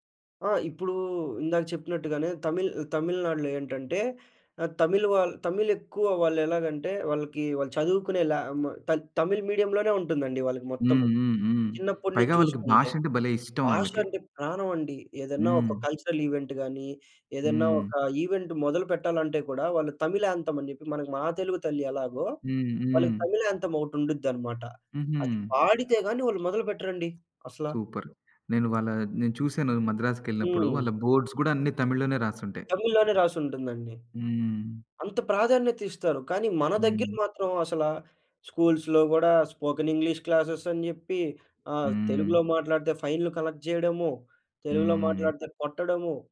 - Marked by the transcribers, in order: in English: "కల్చరల్ ఈవెంట్"; in English: "ఈవెంట్"; in English: "యాంతెం"; in English: "యాంతెం"; in English: "సూపర్!"; in English: "బోర్డ్స్"; in English: "స్కూల్స్‌లో"; in English: "స్పోకెన్ ఇంగ్లీష్ క్లాసెస్"; in English: "కలెక్ట్"
- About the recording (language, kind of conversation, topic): Telugu, podcast, మీ వారసత్వ భాషను మీరు మీ పిల్లలకు ఎలా నేర్పిస్తారు?